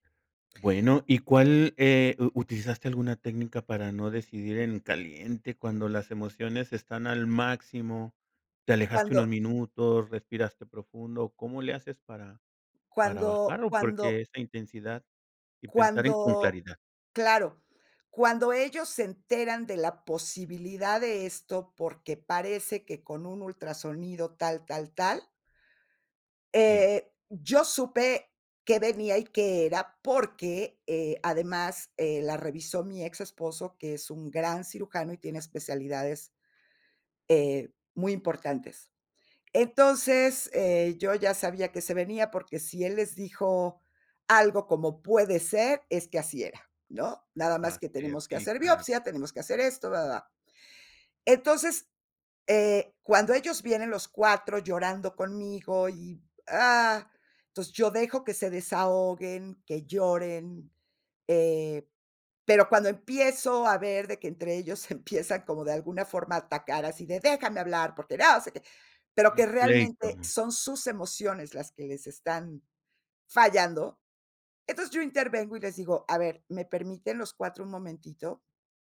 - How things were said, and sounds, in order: laughing while speaking: "se empiezan"
- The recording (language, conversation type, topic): Spanish, podcast, ¿Cómo manejas las decisiones cuando tu familia te presiona?